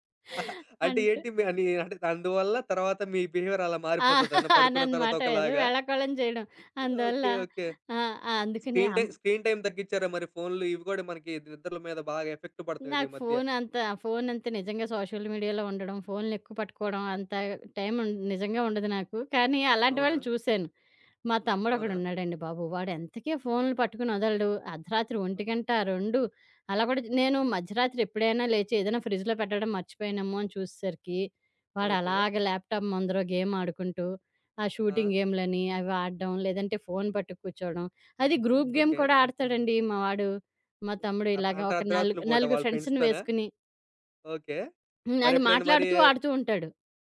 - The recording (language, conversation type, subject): Telugu, podcast, హాయిగా, మంచి నిద్రను ప్రతిరోజూ స్థిరంగా వచ్చేలా చేసే అలవాటు మీరు ఎలా ఏర్పరుచుకున్నారు?
- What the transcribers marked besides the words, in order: chuckle; in English: "బిహేవియర్"; laughing while speaking: "అననమాట ఏదో వేళాకోళం చేయడం"; in English: "స్క్రీన్ టైమ్, స్క్రీన్ టైమ్"; in English: "ఎఫెక్ట్"; in English: "సోషల్ మీడియాలో"; other background noise; in English: "ఫ్రిడ్జ్‌లో"; in English: "ల్యాప్‌టాప్"; in English: "గేమ్"; in English: "షూటింగ్"; in English: "గ్రూప్ గేమ్"; in English: "ఫ్రెండ్స్‌ని"; in English: "ఫ్రెండ్స్‌తోనా?"